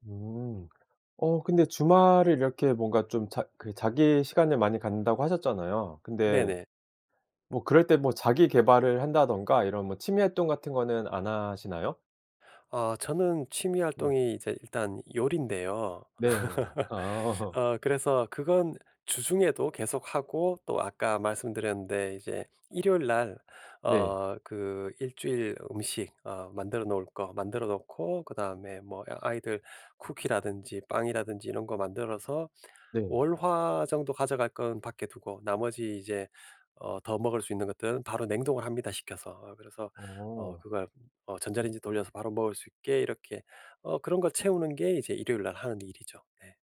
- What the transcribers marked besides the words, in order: laugh
- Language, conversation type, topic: Korean, podcast, 주말을 알차게 보내는 방법은 무엇인가요?